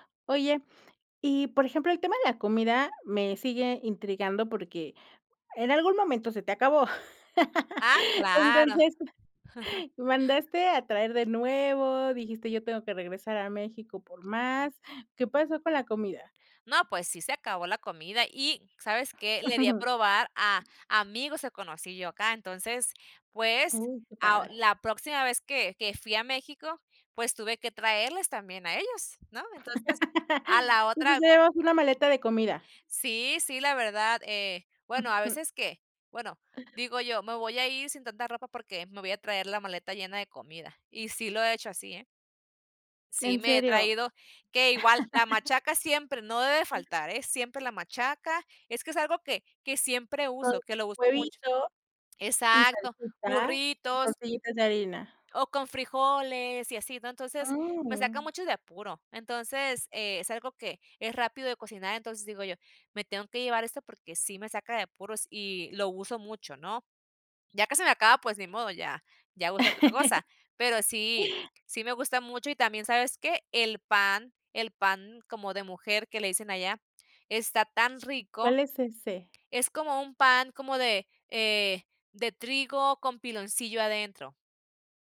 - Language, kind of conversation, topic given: Spanish, podcast, ¿Qué objetos trajiste contigo al emigrar y por qué?
- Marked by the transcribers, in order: laugh; chuckle; chuckle; laugh; other noise; laugh; other background noise; laugh